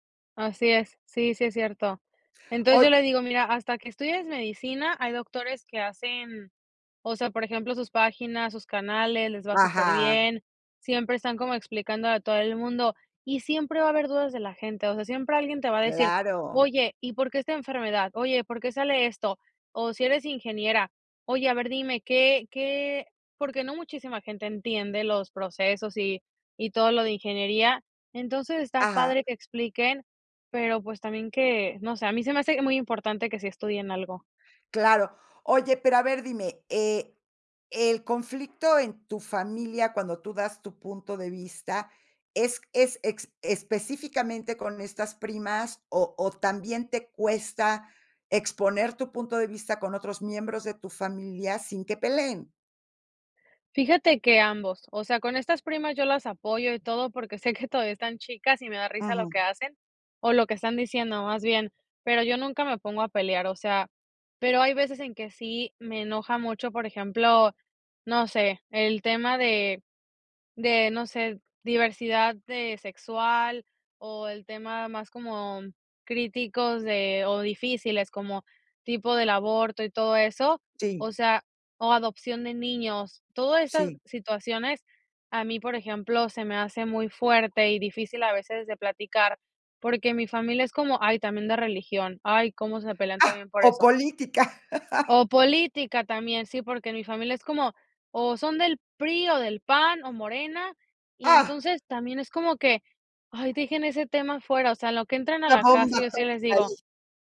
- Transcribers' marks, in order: unintelligible speech; laugh; stressed: "¡Ah!"
- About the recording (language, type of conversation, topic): Spanish, podcast, ¿Cómo puedes expresar tu punto de vista sin pelear?